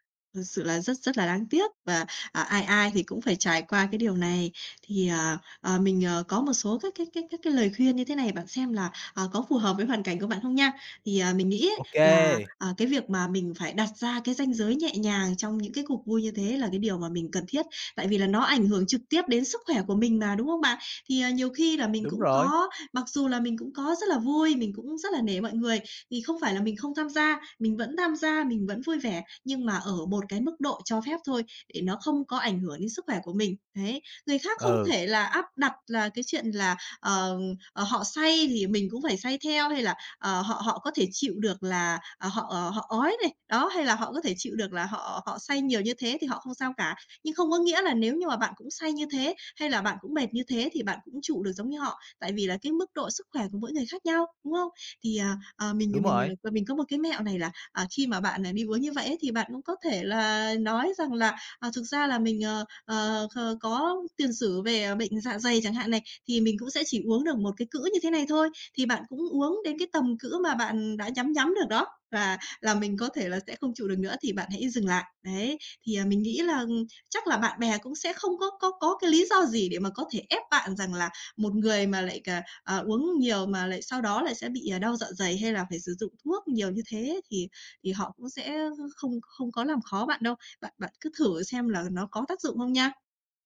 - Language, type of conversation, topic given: Vietnamese, advice, Tôi nên làm gì khi bị bạn bè gây áp lực uống rượu hoặc làm điều mình không muốn?
- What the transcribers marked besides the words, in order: tapping